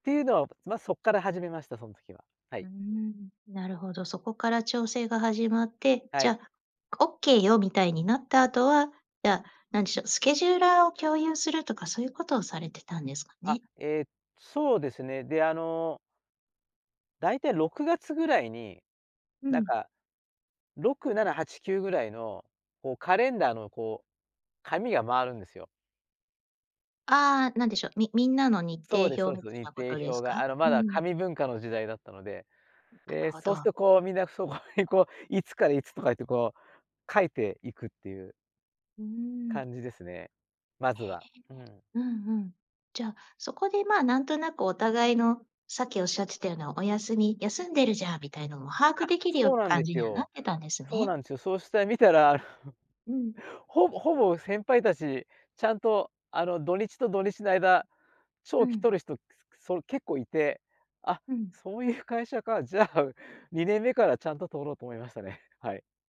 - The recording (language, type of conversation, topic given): Japanese, podcast, 休みをきちんと取るためのコツは何ですか？
- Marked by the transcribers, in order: none